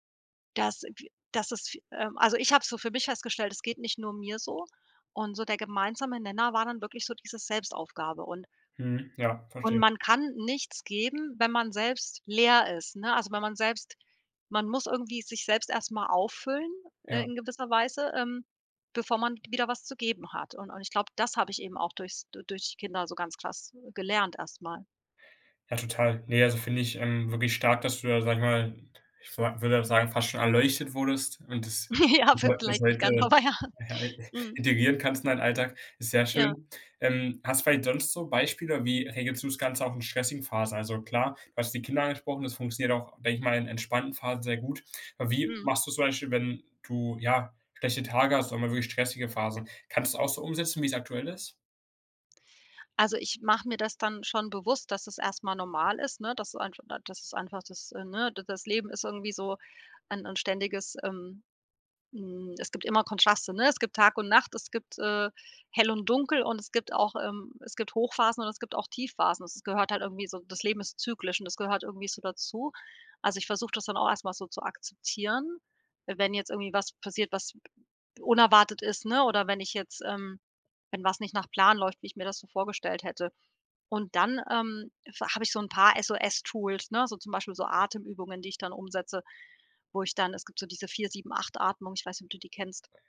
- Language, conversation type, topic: German, podcast, Welche kleinen Alltagsfreuden gehören bei dir dazu?
- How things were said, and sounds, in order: unintelligible speech; laughing while speaking: "Ja, wirklich gan oh weia"; laughing while speaking: "ja"; chuckle; other background noise